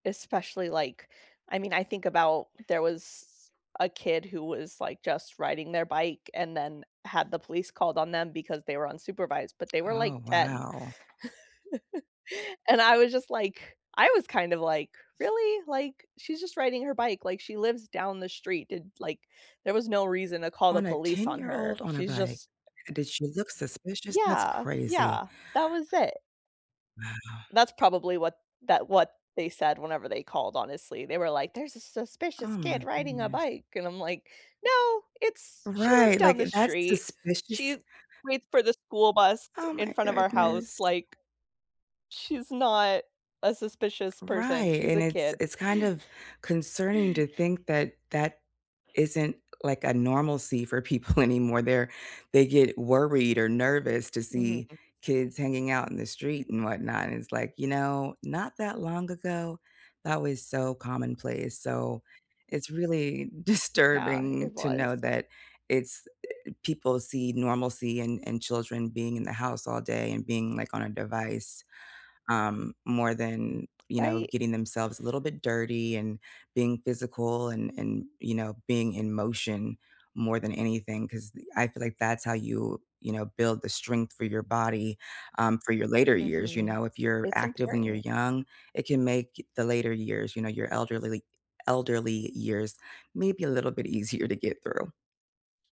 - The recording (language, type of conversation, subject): English, unstructured, Which neighborhood spots feel most special to you, and what makes them your favorites?
- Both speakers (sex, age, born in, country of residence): female, 35-39, United States, United States; female, 40-44, United States, United States
- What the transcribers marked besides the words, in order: other background noise; chuckle; put-on voice: "There's a suspicious kid riding a bike"; laughing while speaking: "people"; tapping; laughing while speaking: "disturbing"; other noise